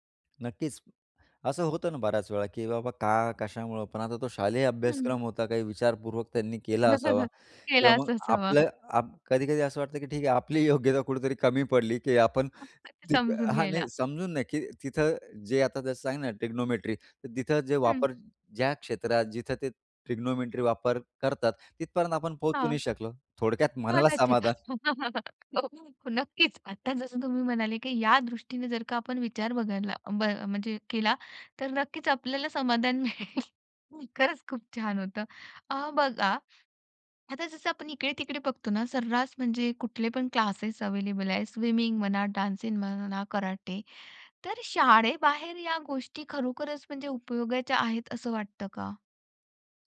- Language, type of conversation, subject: Marathi, podcast, शाळेबाहेर कोणत्या गोष्टी शिकायला हव्यात असे तुम्हाला वाटते, आणि का?
- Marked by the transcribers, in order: chuckle; laughing while speaking: "योग्यता कुठेतरी कमी पडली की आपण"; unintelligible speech; in English: "ट्रिग्नोमेट्री"; in English: "ट्रिग्नोमेट्री"; laughing while speaking: "मनाला समाधान"; laugh; laughing while speaking: "हो, नक्कीच"; laughing while speaking: "मिळेल. खरंच खूप छान! होतं"; other noise; in English: "अवेलेबल"; in English: "स्विमिंग"